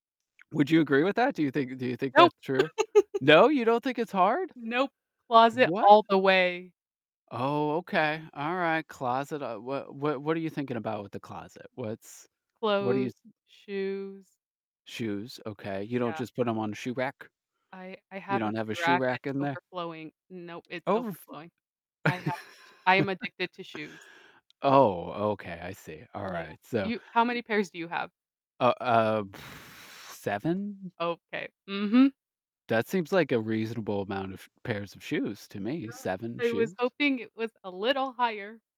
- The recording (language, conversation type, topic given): English, unstructured, How do your priorities for organization and cleanliness reflect your lifestyle?
- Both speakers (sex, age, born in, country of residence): female, 25-29, United States, United States; male, 35-39, United States, United States
- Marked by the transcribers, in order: other background noise; chuckle; distorted speech; chuckle; tapping; exhale